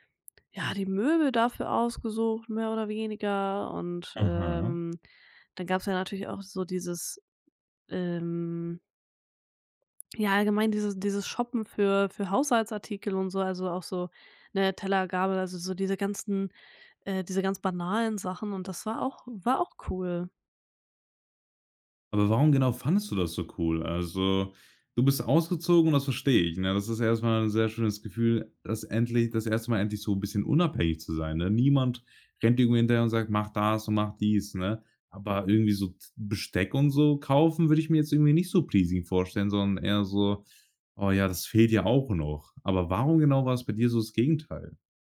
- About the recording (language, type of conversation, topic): German, podcast, Wann hast du zum ersten Mal alleine gewohnt und wie war das?
- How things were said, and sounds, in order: other background noise; in English: "pleasing"